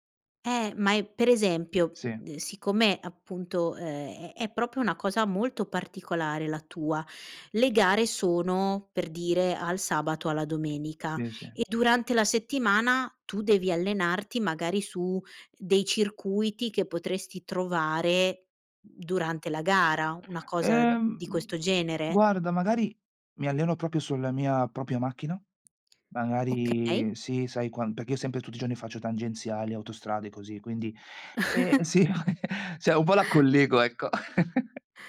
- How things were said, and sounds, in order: "proprio" said as "propio"; other background noise; "proprio" said as "propio"; chuckle; laughing while speaking: "sì"; "Cioè" said as "ceh"; chuckle
- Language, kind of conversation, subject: Italian, podcast, Come riesci a bilanciare questo hobby con la famiglia e il lavoro?